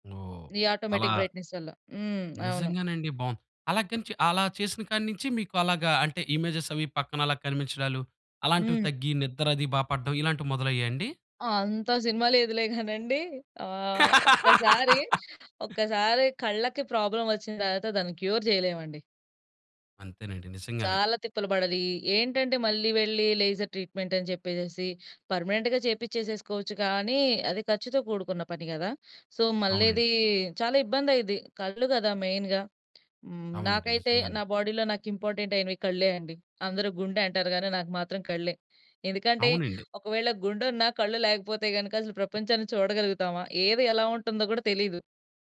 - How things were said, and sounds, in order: in English: "ఆటోమేటిక్ బ్రైట్‌నెస్"; tapping; in English: "ఇమేజెస్"; laugh; other background noise; in English: "ప్రాబ్లమ్"; in English: "క్యూర్"; in English: "లేజర్"; in English: "పర్మనెంట్‌గా"; in English: "సో"; in English: "మెయిన్‌గా"; in English: "బాడీలో"
- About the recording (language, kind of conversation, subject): Telugu, podcast, ఫోన్ స్క్రీన్ వెలుతురు తగ్గించిన తర్వాత మీ నిద్రలో ఏవైనా మార్పులు వచ్చాయా?